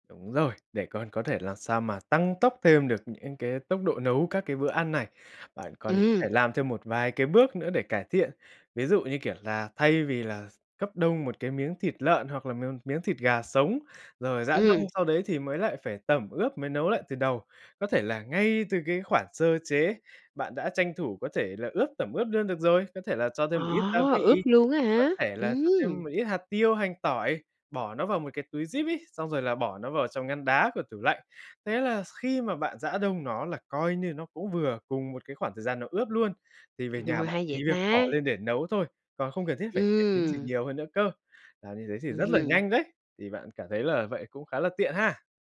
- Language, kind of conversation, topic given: Vietnamese, advice, Làm sao để ăn uống lành mạnh khi bạn quá bận rộn nên không có thời gian nấu ăn?
- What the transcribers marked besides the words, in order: tapping; in English: "zip"